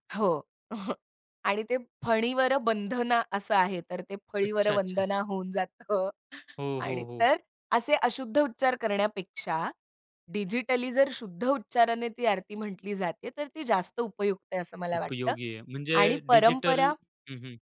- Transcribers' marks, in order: chuckle; other background noise; laughing while speaking: "जातं"
- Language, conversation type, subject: Marathi, podcast, नवीन पिढीला परंपरांचे महत्त्व आपण कसे समजावून सांगाल?